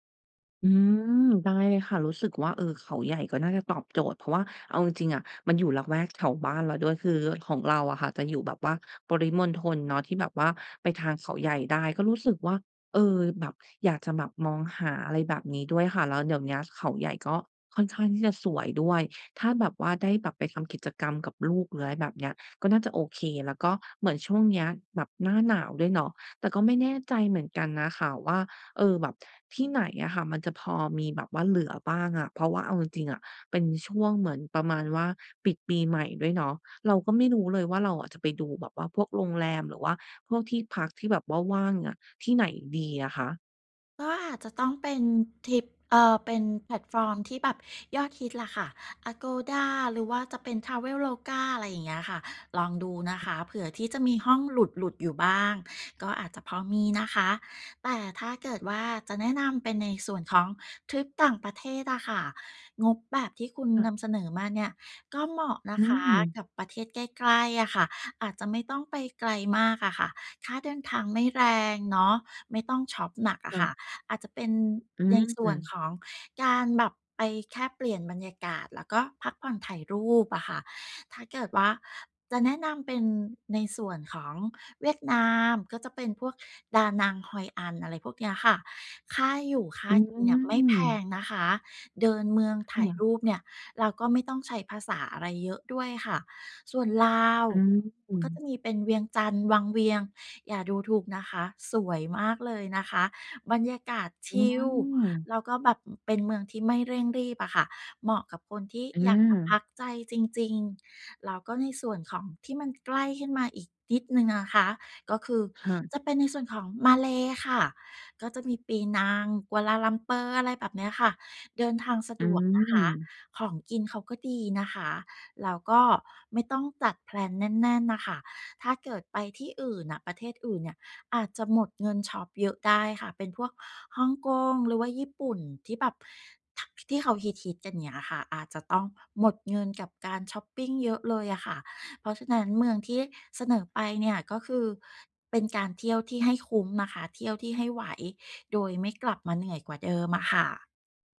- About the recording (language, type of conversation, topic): Thai, advice, จะวางแผนวันหยุดให้คุ้มค่าในงบจำกัดได้อย่างไร?
- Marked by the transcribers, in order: tapping